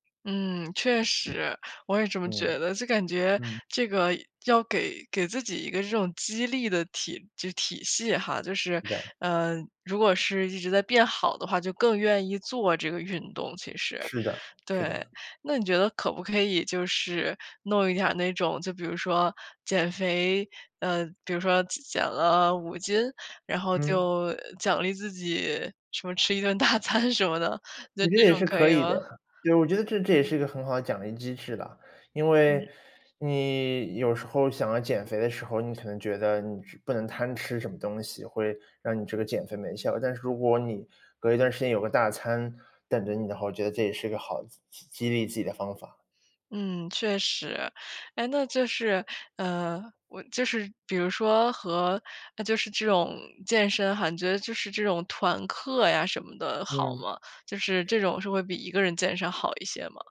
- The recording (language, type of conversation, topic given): Chinese, advice, 如何才能养成规律运动的习惯，而不再三天打鱼两天晒网？
- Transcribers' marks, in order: laughing while speaking: "大餐什么的"